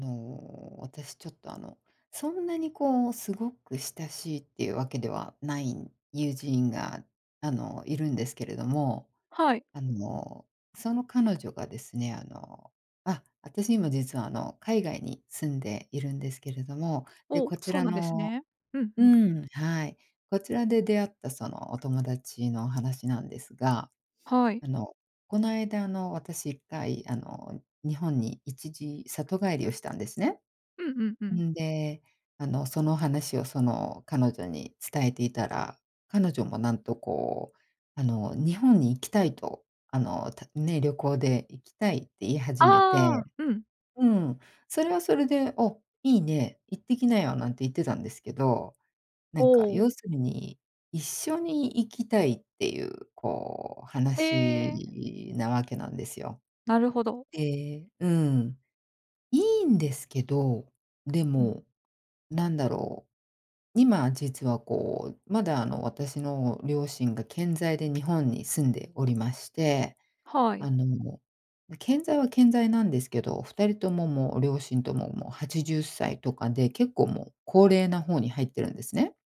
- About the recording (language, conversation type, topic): Japanese, advice, 友人との境界線をはっきり伝えるにはどうすればよいですか？
- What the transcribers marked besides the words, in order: put-on voice: "お、いいね、行ってきなよ"